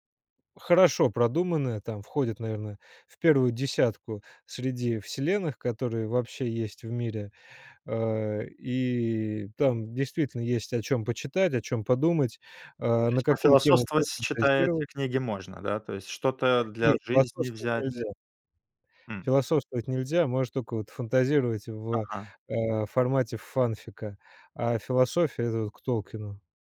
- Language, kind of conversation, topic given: Russian, podcast, Какая книга помогает тебе убежать от повседневности?
- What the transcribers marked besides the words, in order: tapping; other background noise